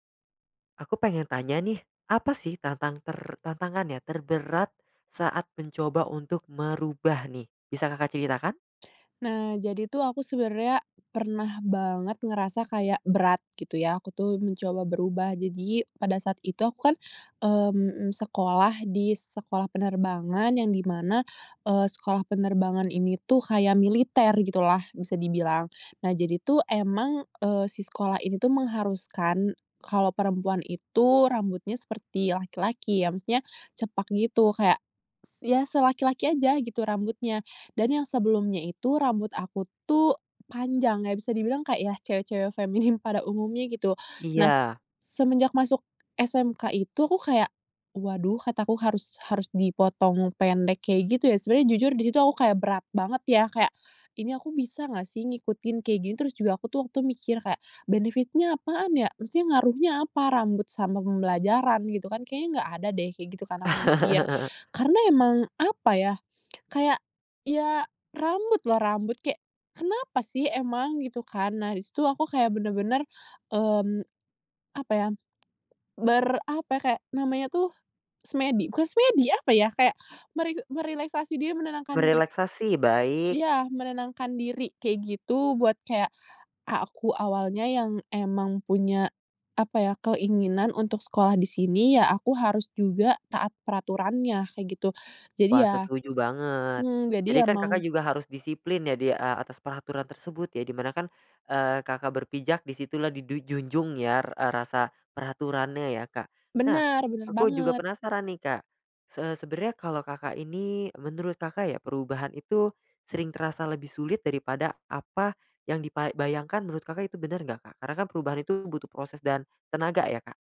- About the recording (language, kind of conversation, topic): Indonesian, podcast, Apa tantangan terberat saat mencoba berubah?
- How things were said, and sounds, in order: other background noise; laughing while speaking: "feminim"; in English: "benefit-nya"; chuckle; "ya" said as "yar"; "sebenernya" said as "sebernya"